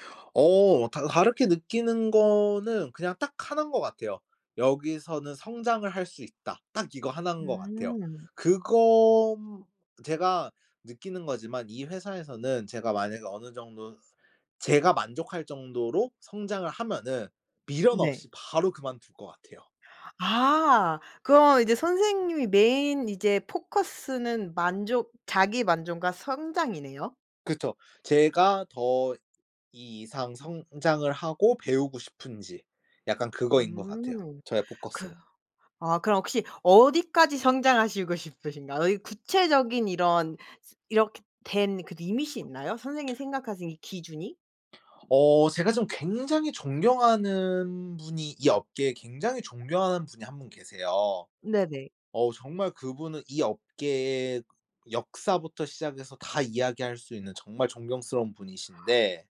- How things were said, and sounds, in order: "자기만족과" said as "자기만종과"; in English: "limit이"; tapping
- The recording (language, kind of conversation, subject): Korean, podcast, 직업을 바꾸게 된 계기는 무엇이었나요?